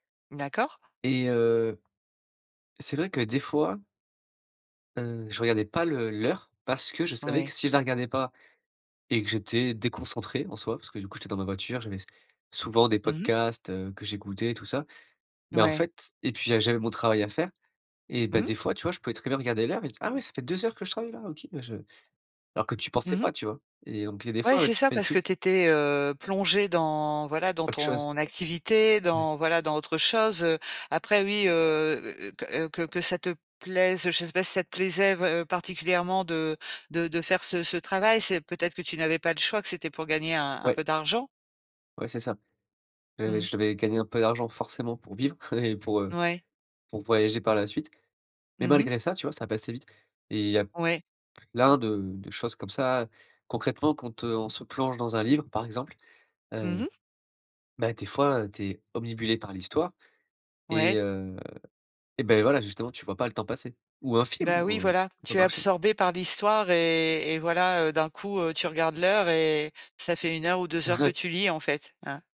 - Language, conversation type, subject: French, podcast, Raconte une séance où tu as complètement perdu la notion du temps ?
- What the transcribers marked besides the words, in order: other background noise; chuckle; "obnubilé" said as "omnibulé"; chuckle